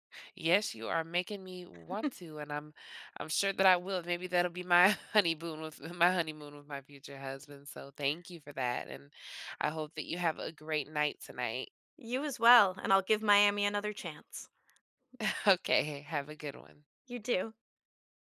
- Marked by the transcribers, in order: chuckle; laughing while speaking: "honeyboon"; "honeymoon" said as "honeyboon"; other background noise; laughing while speaking: "Okay"; tapping
- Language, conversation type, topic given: English, unstructured, What is your favorite place you have ever traveled to?